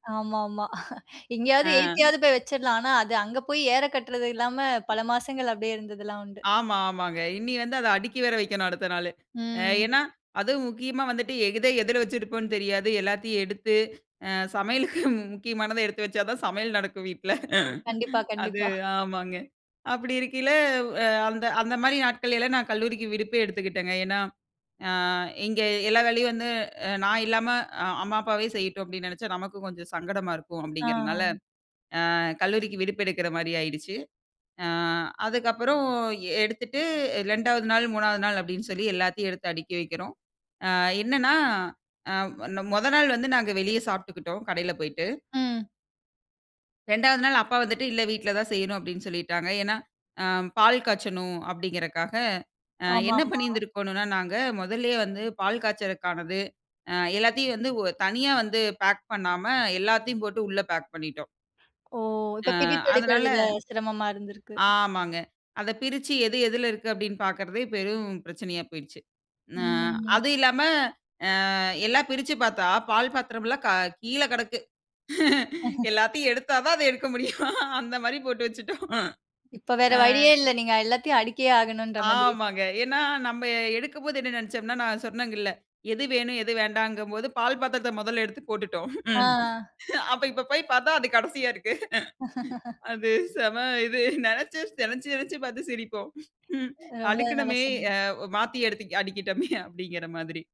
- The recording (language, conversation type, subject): Tamil, podcast, குடியேறும் போது நீங்கள் முதன்மையாக சந்திக்கும் சவால்கள் என்ன?
- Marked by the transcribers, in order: chuckle; other noise; chuckle; chuckle; "இருக்கும்போது" said as "இருக்கைல"; "அப்டீங்குறதுனால" said as "அப்டீங்குறனால"; in English: "பேக்"; in English: "பேக்"; other background noise; drawn out: "அ"; chuckle; laughing while speaking: "எல்லாத்தையும் எடுத்தா தான் அத எடுக்க முடியும். அந்த மாதிரி போட்டு வைச்சிட்டோம்"; chuckle; chuckle; laughing while speaking: "மொதல எடுத்து போட்டுட்டோம். அப்ப இப்ப … மாத்தி எடுத்து அடிக்கிட்டோமே"; laugh